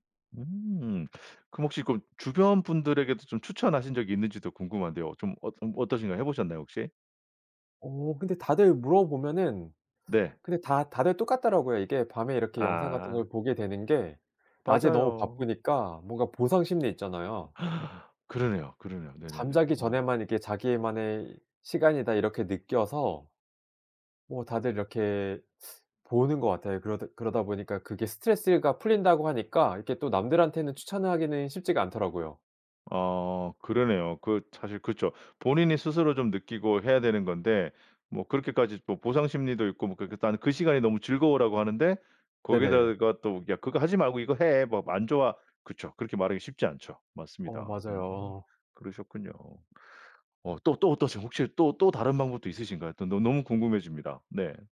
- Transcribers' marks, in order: other background noise; gasp
- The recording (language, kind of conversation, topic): Korean, podcast, 디지털 디톡스는 어떻게 하세요?